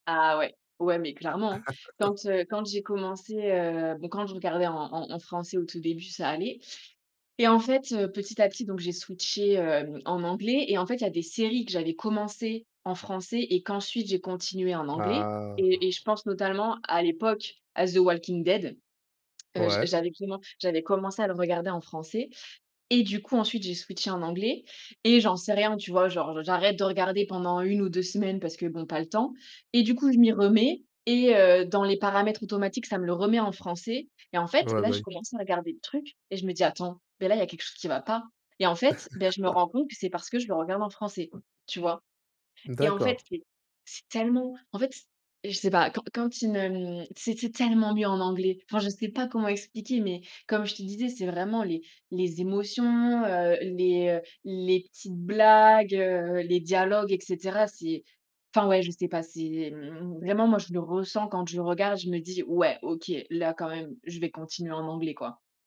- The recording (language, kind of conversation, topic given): French, podcast, Tu regardes les séries étrangères en version originale sous-titrée ou en version doublée ?
- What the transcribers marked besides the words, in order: laugh; tapping; other background noise; drawn out: "Ah !"; laugh; stressed: "tellement"; stressed: "tellement"; stressed: "blagues"; drawn out: "mmh"